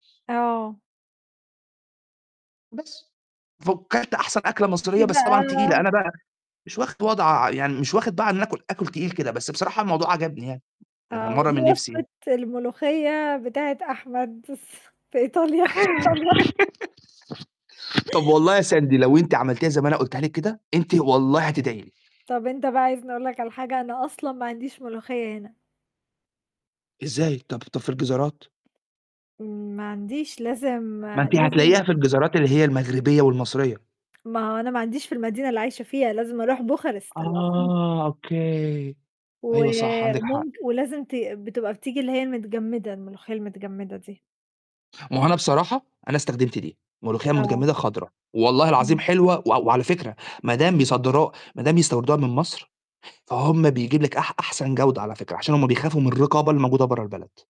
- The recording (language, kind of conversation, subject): Arabic, unstructured, إيه أكتر أكلة بتحبها وليه؟
- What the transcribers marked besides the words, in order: tapping; unintelligible speech; other background noise; background speech; laugh; chuckle; distorted speech